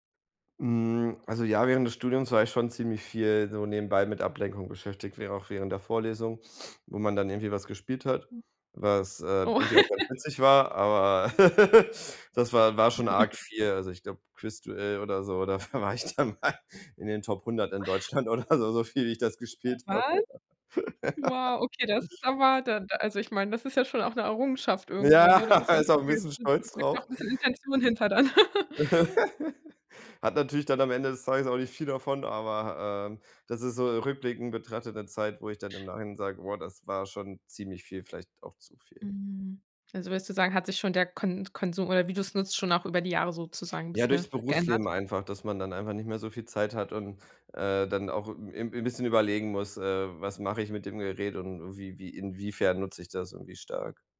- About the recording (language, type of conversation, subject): German, podcast, Wie setzt du dir digitale Grenzen bei Nachrichten und sozialen Medien?
- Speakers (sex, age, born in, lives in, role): female, 30-34, Germany, Germany, host; male, 30-34, Germany, Germany, guest
- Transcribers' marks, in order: giggle; giggle; chuckle; laughing while speaking: "da war ich dann mal"; laughing while speaking: "oder so, so viel wie ich das gespielt habe"; unintelligible speech; giggle; laugh; unintelligible speech; other background noise; giggle